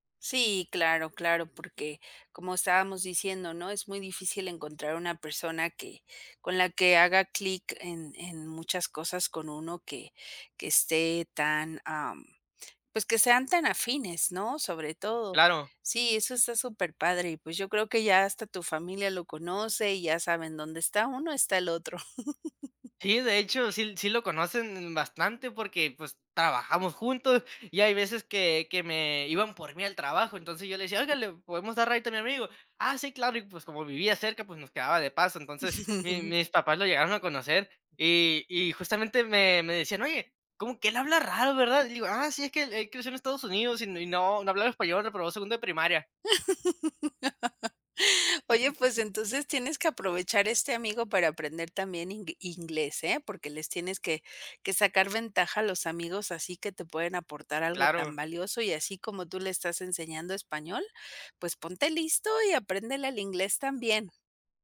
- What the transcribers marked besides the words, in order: laugh; in English: "ride"; chuckle; laugh; chuckle
- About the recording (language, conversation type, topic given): Spanish, podcast, ¿Has conocido a alguien por casualidad que haya cambiado tu mundo?